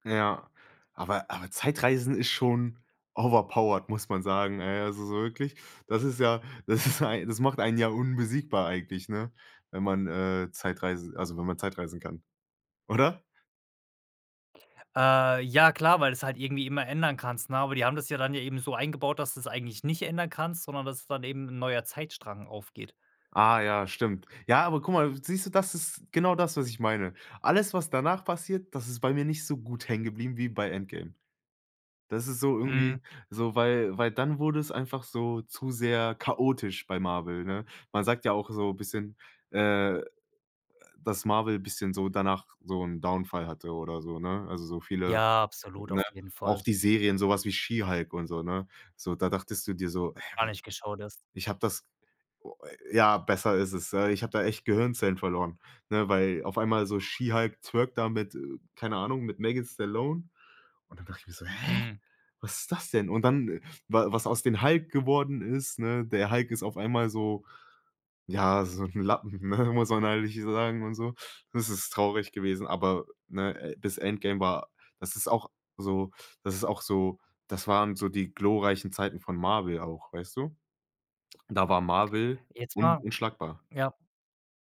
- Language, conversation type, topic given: German, podcast, Welche Filmszene kannst du nie vergessen, und warum?
- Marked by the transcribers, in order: in English: "overpowered"; laughing while speaking: "das"; unintelligible speech; "eben" said as "jeben"; other noise; in English: "Downfall"; in English: "twerkt"; laughing while speaking: "ne? Muss man"